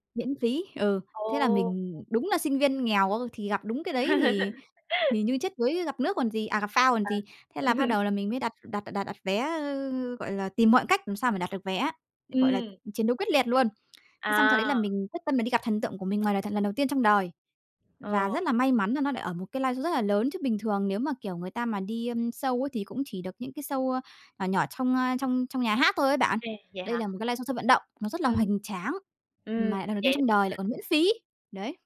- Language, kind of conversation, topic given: Vietnamese, podcast, Bạn đã từng gặp thần tượng của mình chưa, và lúc đó bạn cảm thấy thế nào?
- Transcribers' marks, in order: laugh; chuckle; tapping; other background noise